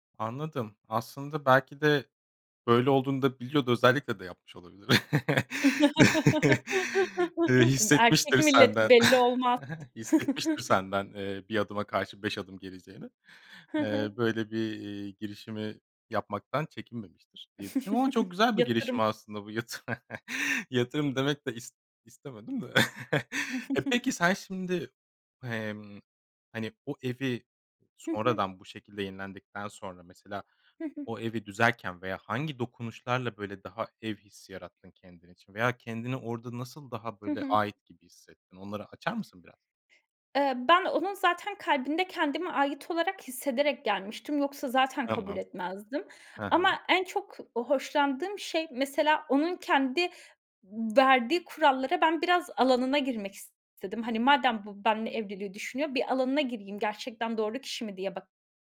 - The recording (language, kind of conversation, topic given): Turkish, podcast, Yeni bir kültürde kendinizi evinizde hissetmek için neler gerekir?
- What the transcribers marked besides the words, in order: other background noise; laugh; chuckle; chuckle; laughing while speaking: "Yatırım"; laugh; laugh; giggle; tapping